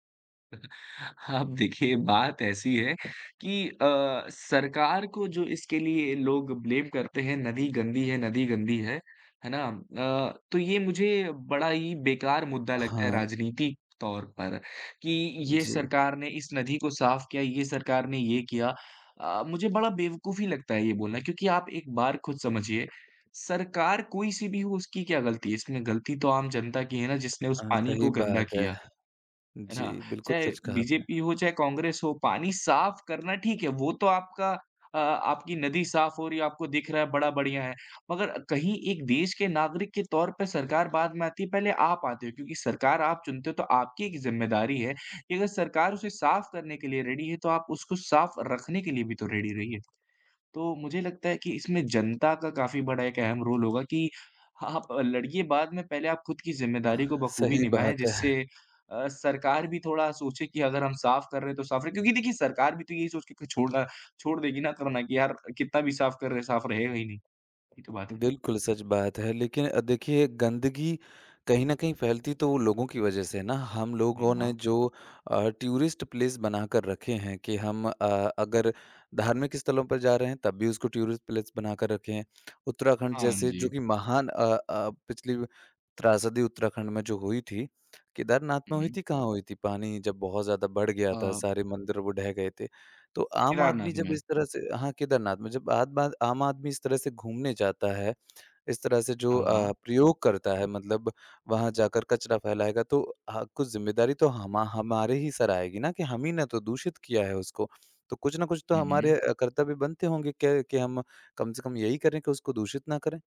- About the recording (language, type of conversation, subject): Hindi, podcast, जल की बचत के सरल और प्रभावी उपाय क्या हैं?
- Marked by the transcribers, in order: chuckle; laughing while speaking: "अब देखिए"; tapping; in English: "ब्लेम"; in English: "रेडी"; in English: "रेडी"; in English: "रोल"; in English: "टूरिस्ट प्लेस"; in English: "टूरिस्ट प्लेस"